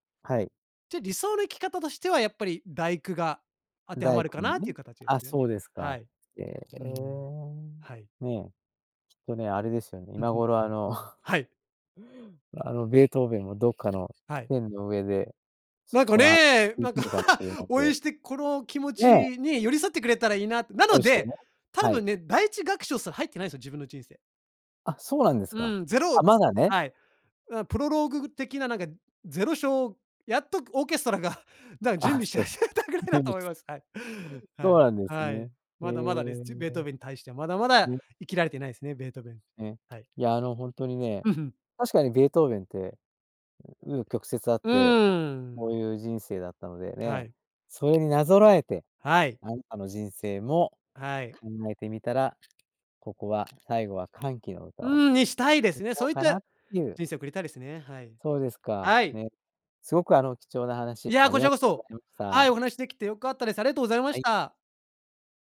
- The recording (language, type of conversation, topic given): Japanese, podcast, 自分の人生を映画にするとしたら、主題歌は何ですか？
- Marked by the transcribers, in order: other background noise; chuckle; unintelligible speech; laugh; laughing while speaking: "準備して始めたぐらいだと思います"; tapping